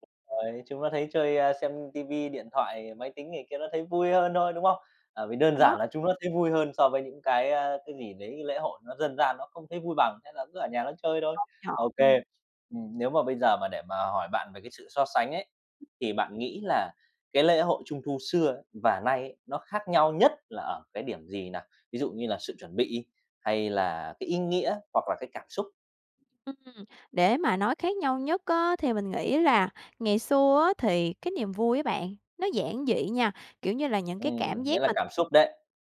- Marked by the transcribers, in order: other background noise
- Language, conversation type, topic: Vietnamese, podcast, Bạn nhớ nhất lễ hội nào trong tuổi thơ?